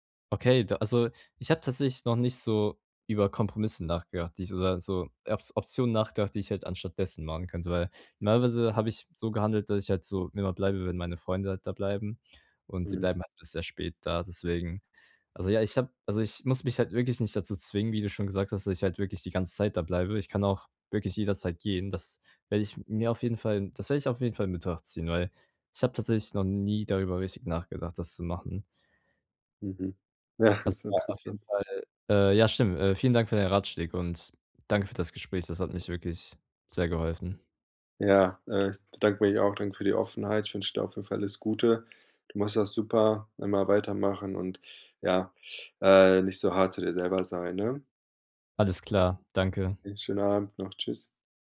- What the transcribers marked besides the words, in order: laughing while speaking: "Ja"
- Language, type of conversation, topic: German, advice, Wie kann ich mich beim Feiern mit Freunden sicherer fühlen?